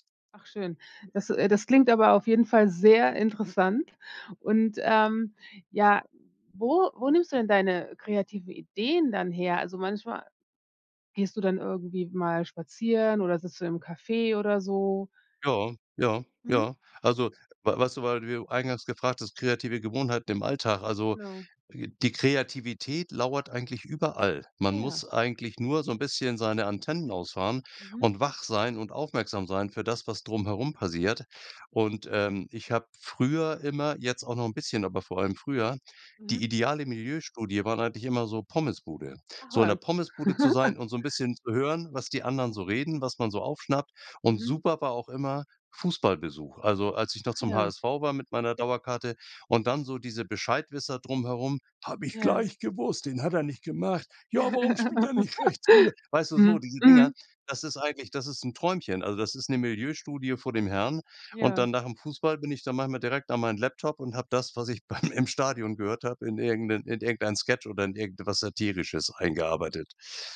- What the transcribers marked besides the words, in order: laugh; put-on voice: "Habe ich gleich gewusst, den … nicht rechts rüber?"; laugh; laughing while speaking: "beim"
- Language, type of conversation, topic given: German, podcast, Wie entwickelst du kreative Gewohnheiten im Alltag?